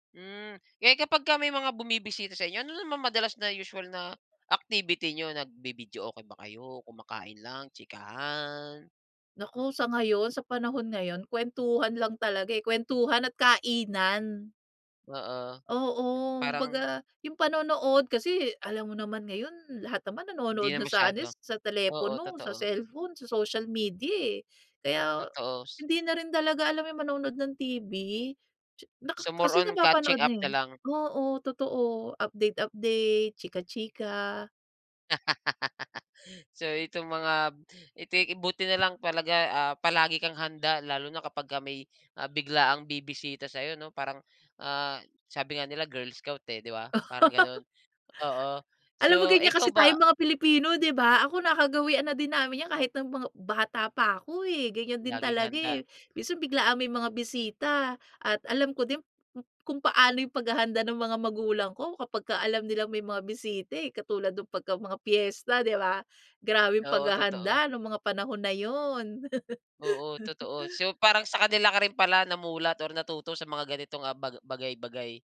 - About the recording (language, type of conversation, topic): Filipino, podcast, Paano ninyo inihahanda ang bahay kapag may biglaang bisita?
- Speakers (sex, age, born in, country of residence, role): female, 40-44, Philippines, United States, guest; male, 35-39, Philippines, Philippines, host
- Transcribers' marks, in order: stressed: "kainan"; other background noise; "Kumbaga" said as "baga"; in English: "more on catching up"; laugh; wind; laugh; joyful: "Alam mo ganyan kasi tayong … panahon na 'yun"; laugh